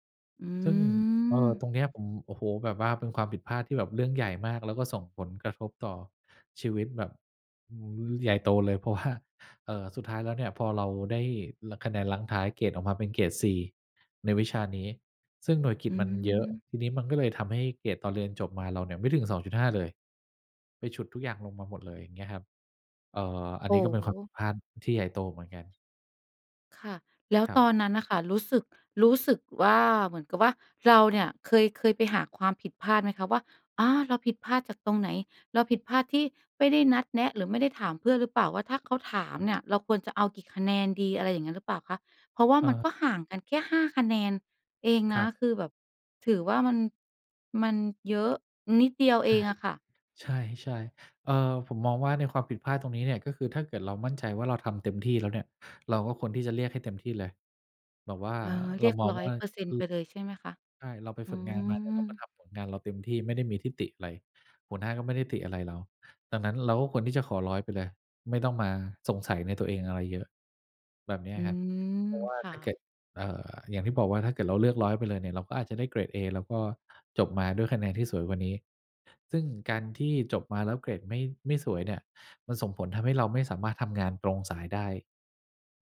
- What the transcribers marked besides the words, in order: none
- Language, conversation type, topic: Thai, podcast, เล่าเหตุการณ์ที่คุณได้เรียนรู้จากความผิดพลาดให้ฟังหน่อยได้ไหม?